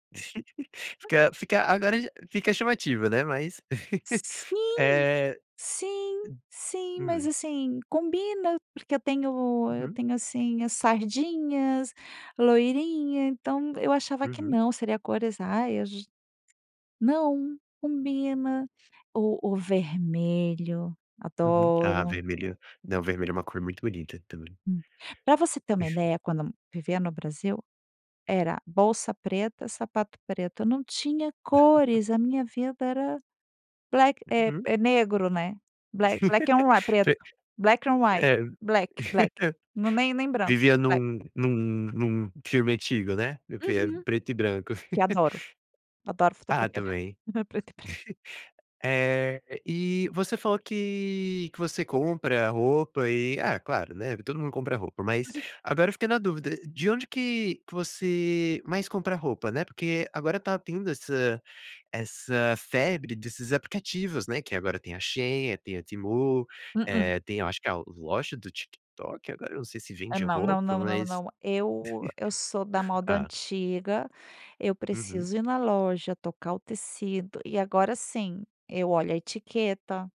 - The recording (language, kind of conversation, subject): Portuguese, podcast, Como seu estilo reflete quem você é?
- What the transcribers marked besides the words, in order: giggle; other background noise; laugh; chuckle; laugh; in English: "black"; tapping; in English: "black on whi"; laugh; in English: "black on whi black, black"; in English: "black"; laugh; chuckle; laugh; laugh